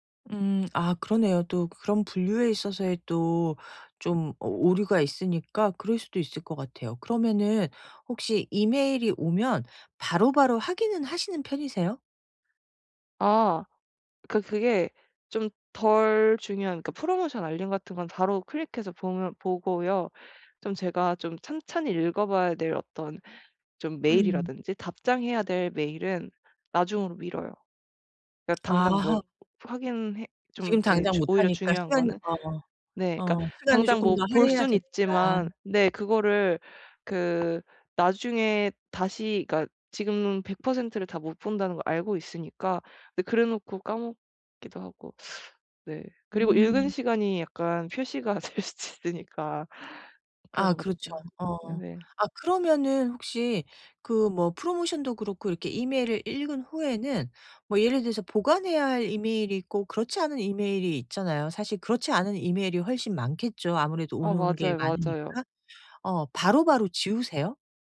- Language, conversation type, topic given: Korean, advice, 이메일과 알림을 오늘부터 깔끔하게 정리하려면 어떻게 시작하면 좋을까요?
- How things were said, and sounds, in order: other background noise; laughing while speaking: "될 수도 있으니까"